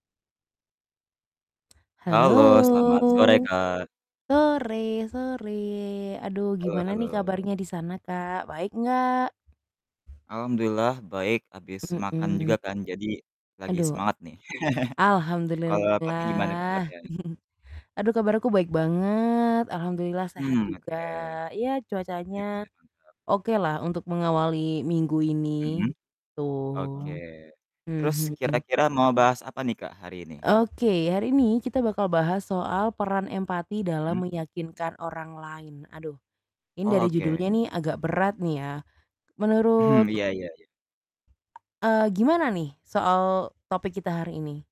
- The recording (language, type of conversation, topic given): Indonesian, unstructured, Apa peran empati dalam meyakinkan orang lain?
- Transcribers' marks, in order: tapping; drawn out: "Halo"; static; distorted speech; laugh; chuckle; other background noise